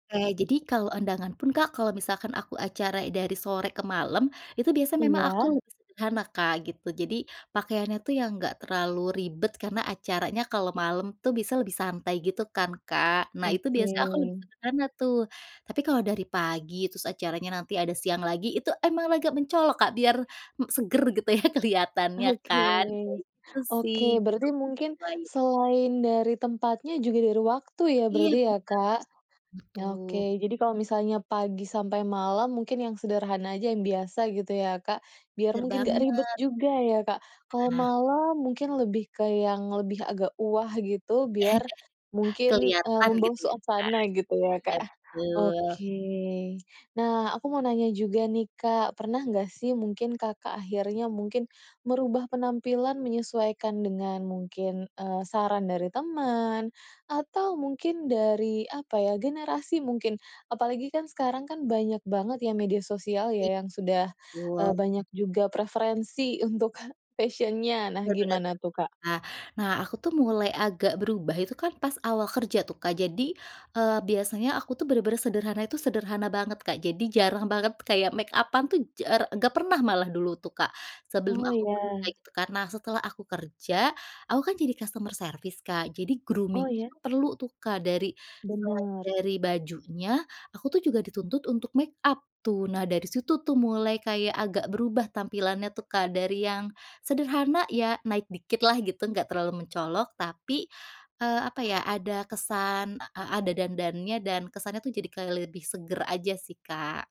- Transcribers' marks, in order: laughing while speaking: "ya"; unintelligible speech; chuckle; in English: "fashion-nya"; in English: "makeup-an"; in English: "customer service"; in English: "grooming"; in English: "makeup"
- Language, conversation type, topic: Indonesian, podcast, Kenapa kamu lebih suka tampil sederhana atau mencolok dalam keseharian?